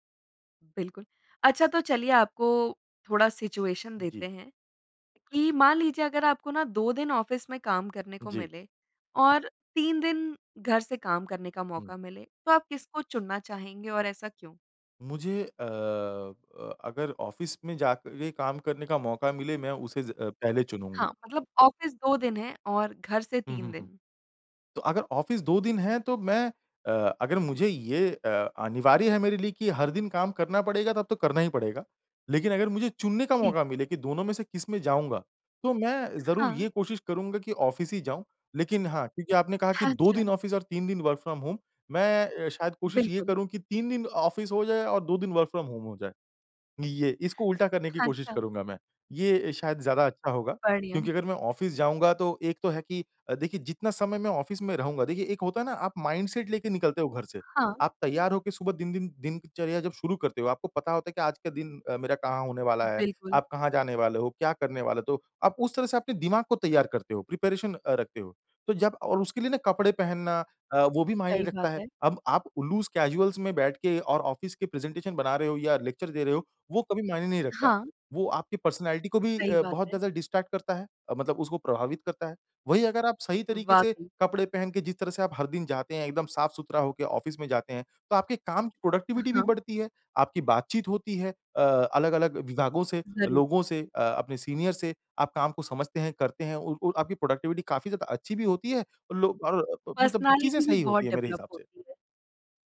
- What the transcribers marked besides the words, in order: other noise; in English: "सिचुएशन"; in English: "ऑफिस"; other background noise; in English: "ऑफिस"; in English: "ऑफिस"; in English: "ऑफिस"; background speech; in English: "ऑफिस"; in English: "ऑफिस"; in English: "वर्क फ्रॉम होम"; laughing while speaking: "अच्छा"; in English: "ऑफिस"; in English: "वर्क फ्रॉम होम"; laughing while speaking: "अच्छा"; in English: "ऑफिस"; in English: "ऑफिस"; in English: "माइंडसेट"; in English: "प्रिपरेशन"; in English: "लूज़ कैज़ुअल्स"; in English: "ऑफिस"; in English: "प्रेजेंटेशन"; in English: "लेक्चर"; in English: "पर्सनैलिटी"; in English: "डिस्ट्रैक्ट"; in English: "ऑफ़िस"; in English: "प्रोडक्टिविटी"; in English: "सीनियर"; in English: "प्रोडक्टिविटी"; in English: "पर्सनैलिटी"; in English: "डेवलप"
- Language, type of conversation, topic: Hindi, podcast, घर से काम करने का आपका अनुभव कैसा रहा है?